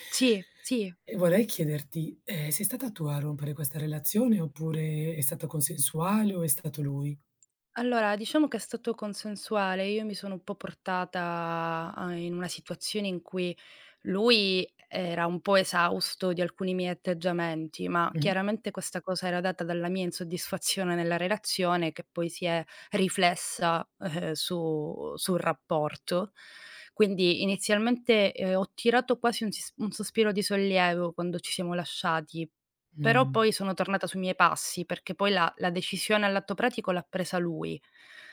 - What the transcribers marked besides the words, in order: tapping; drawn out: "portata"; drawn out: "su"
- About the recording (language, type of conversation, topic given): Italian, advice, Come puoi ritrovare la tua identità dopo una lunga relazione?